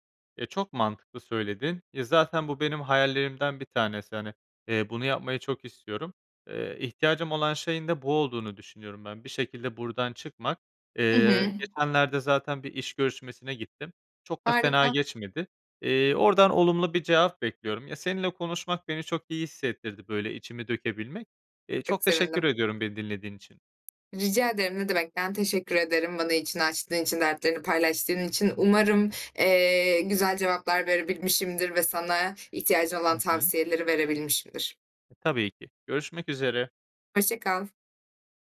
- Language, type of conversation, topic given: Turkish, advice, İş stresi uykumu etkiliyor ve konsantre olamıyorum; ne yapabilirim?
- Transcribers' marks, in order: other background noise